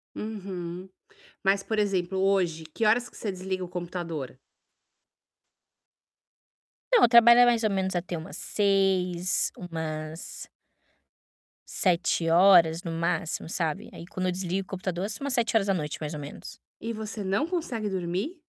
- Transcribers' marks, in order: tapping; static
- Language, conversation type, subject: Portuguese, advice, Como posso melhorar a higiene do sono mantendo um horário consistente para dormir e acordar?